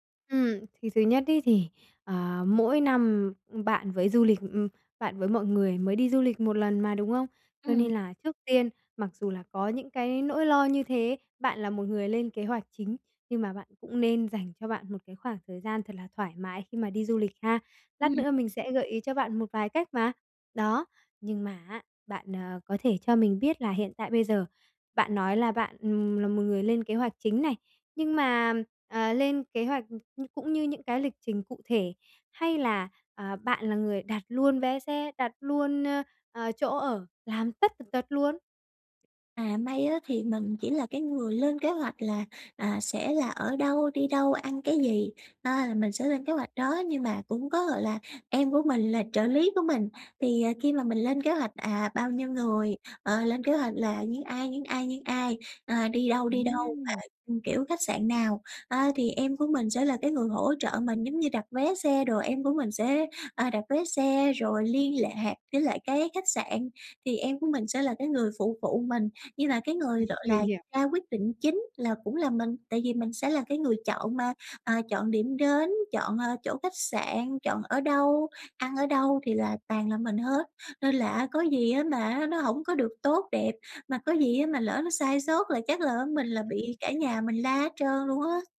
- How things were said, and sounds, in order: other noise
- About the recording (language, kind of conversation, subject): Vietnamese, advice, Làm sao để bớt lo lắng khi đi du lịch xa?